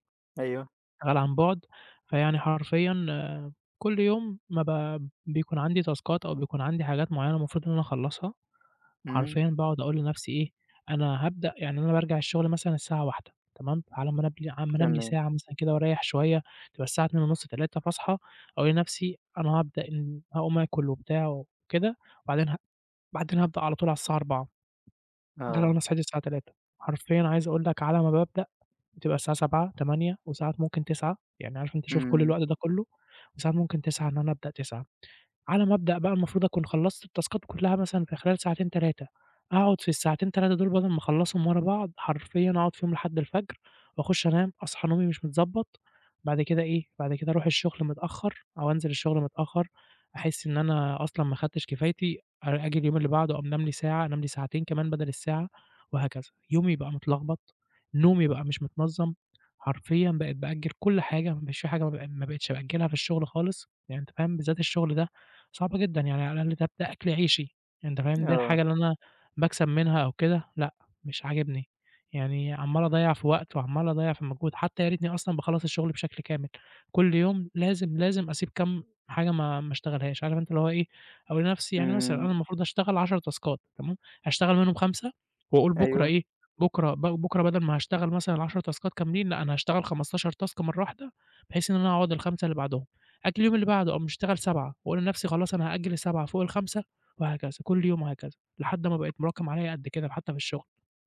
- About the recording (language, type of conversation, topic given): Arabic, advice, إزاي بتتعامل مع التسويف وتأجيل الحاجات المهمة؟
- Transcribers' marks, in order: in English: "تاسكات"; tapping; other background noise; in English: "التاسكات"; in English: "تاسكات"; in English: "تاسكات"; in English: "تاسك"